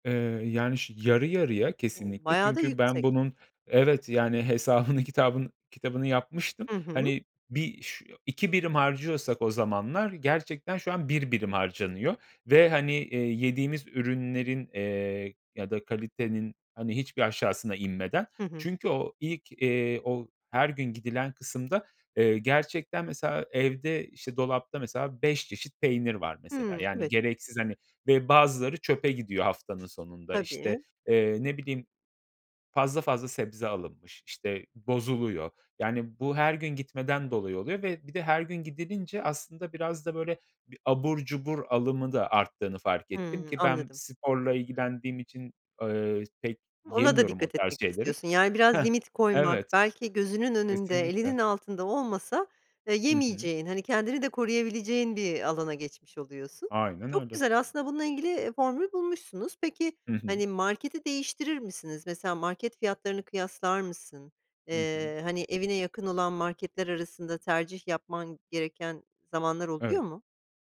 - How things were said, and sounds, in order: other background noise; laughing while speaking: "hesabını"; tapping
- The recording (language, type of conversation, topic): Turkish, podcast, Evde para tasarrufu için neler yapıyorsunuz?